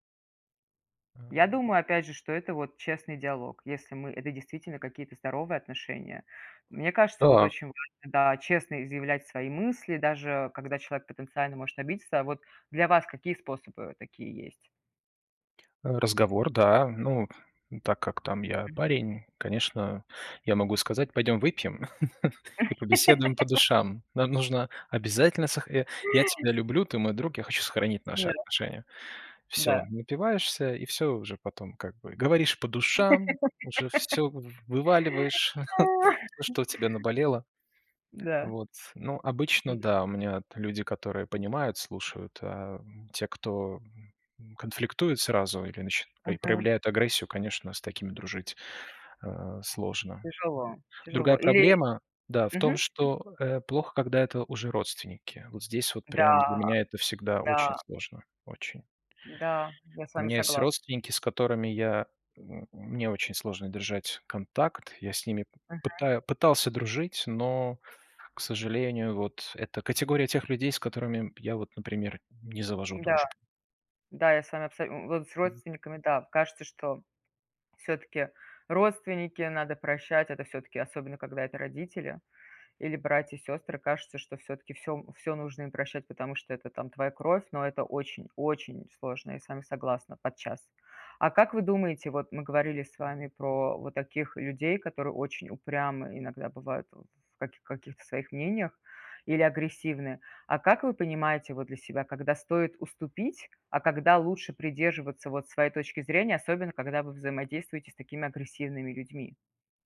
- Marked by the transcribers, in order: chuckle; laugh; laugh; laugh; chuckle; tapping
- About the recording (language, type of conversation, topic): Russian, unstructured, Как разрешать конфликты так, чтобы не обидеть друг друга?